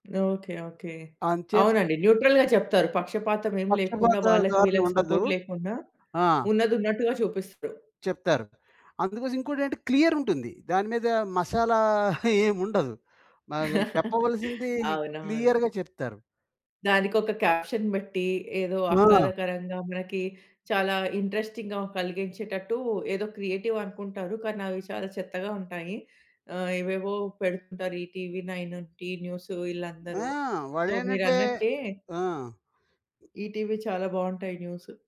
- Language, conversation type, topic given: Telugu, podcast, రోజూ ఏ అలవాట్లు మానసిక ధైర్యాన్ని పెంచడంలో సహాయపడతాయి?
- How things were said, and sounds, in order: in English: "న్యూట్రల్‌గా"; in English: "సపోర్ట్"; tapping; in English: "క్లియర్"; chuckle; in English: "క్లియర్‌గా"; other background noise; in English: "క్యాప్షన్"; in English: "ఇంట్రెస్టింగ్‌గా"; in English: "క్రియేటివ్"; in English: "టీవీ నైన్' 'టి న్యూస్"; in English: "న్యూస్"